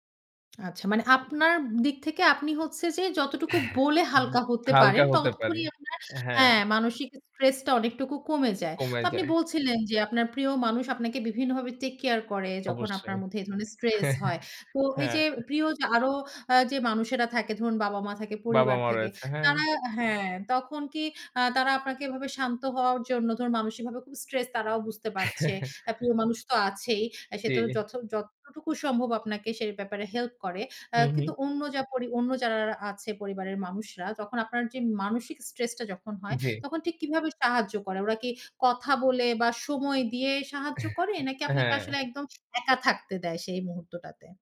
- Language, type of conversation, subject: Bengali, podcast, স্ট্রেস কমাতে আপনার প্রিয় উপায় কী?
- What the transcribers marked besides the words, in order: other noise; in English: "stress"; in English: "take care"; chuckle; in English: "stress"; in English: "stress"; chuckle; other background noise; "যারা" said as "যারারারা"; in English: "stress"